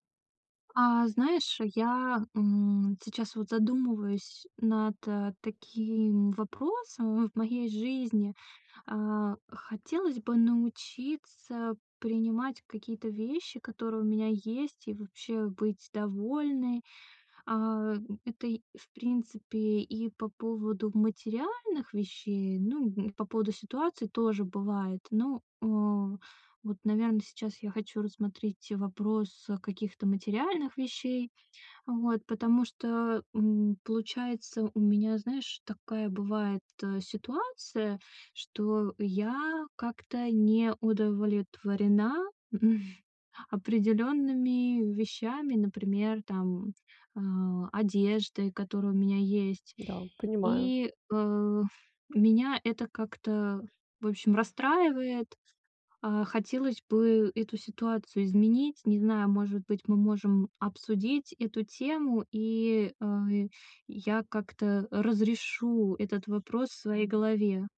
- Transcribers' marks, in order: other background noise; chuckle; tapping
- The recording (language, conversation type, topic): Russian, advice, Как принять то, что у меня уже есть, и быть этим довольным?